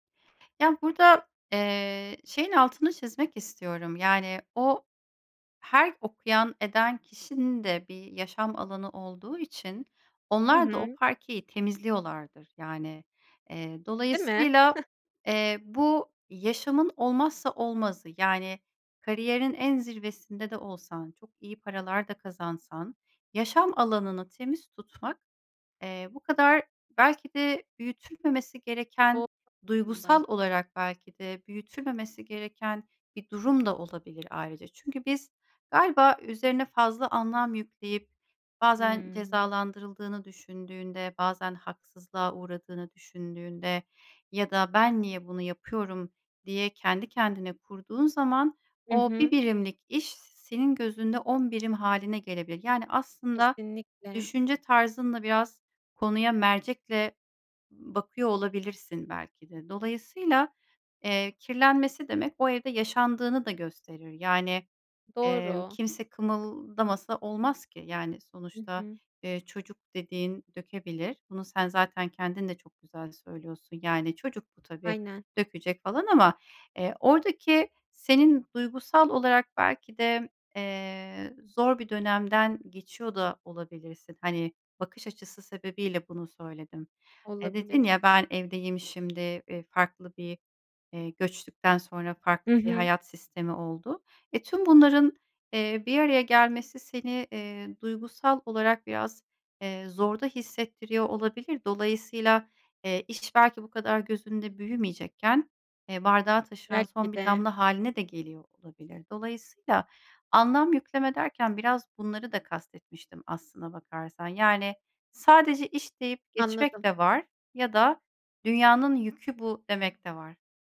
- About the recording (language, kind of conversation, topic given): Turkish, advice, Erteleme alışkanlığımı nasıl kırıp görevlerimi zamanında tamamlayabilirim?
- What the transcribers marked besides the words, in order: other background noise; chuckle; tapping